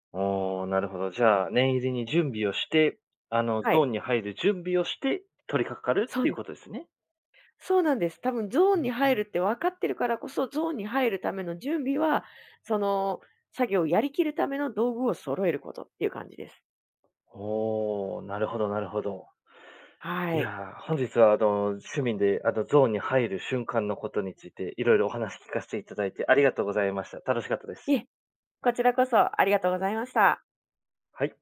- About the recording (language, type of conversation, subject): Japanese, podcast, 趣味に没頭して「ゾーン」に入ったと感じる瞬間は、どんな感覚ですか？
- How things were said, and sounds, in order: none